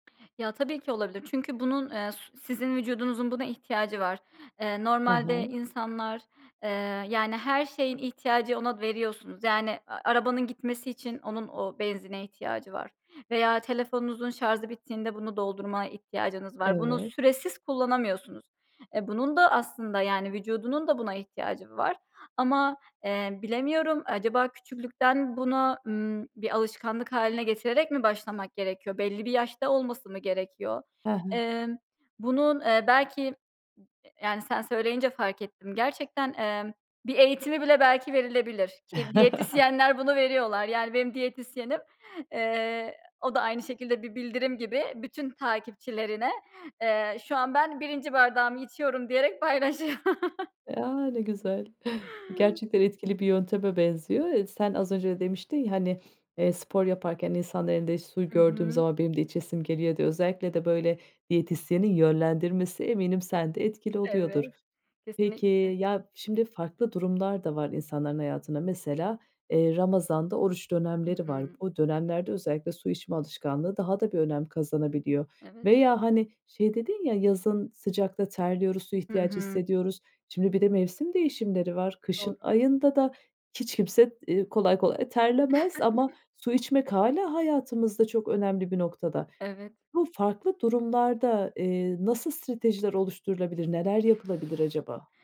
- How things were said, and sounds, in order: chuckle; laughing while speaking: "paylaşıyor"; chuckle; other noise; chuckle; other background noise
- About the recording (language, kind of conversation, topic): Turkish, podcast, Gün içinde su içme alışkanlığını nasıl geliştirebiliriz?